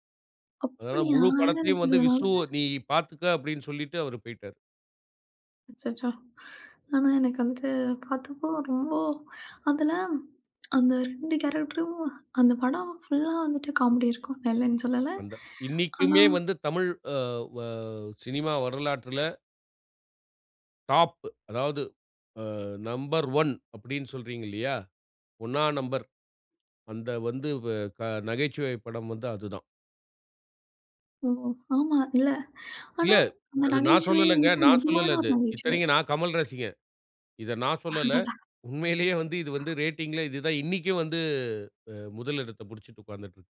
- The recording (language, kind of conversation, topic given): Tamil, podcast, மழை நாளுக்கான இசைப் பட்டியல் என்ன?
- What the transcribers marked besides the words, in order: tongue click; in English: "கேரக்டரும்"; in English: "டாப்"; in English: "நம்பர் ஒன்"; other noise; in English: "ரேட்டிங்ல"